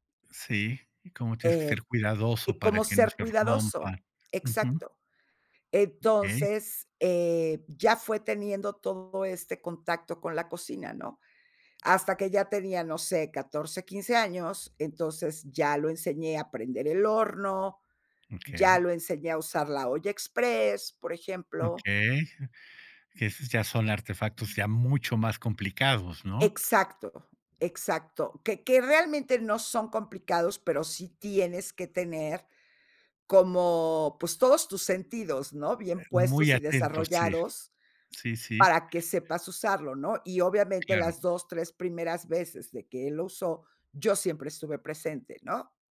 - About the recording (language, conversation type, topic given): Spanish, podcast, ¿Cómo involucras a los niños en la cocina para que cocinar sea un acto de cuidado?
- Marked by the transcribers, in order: chuckle; tapping; other background noise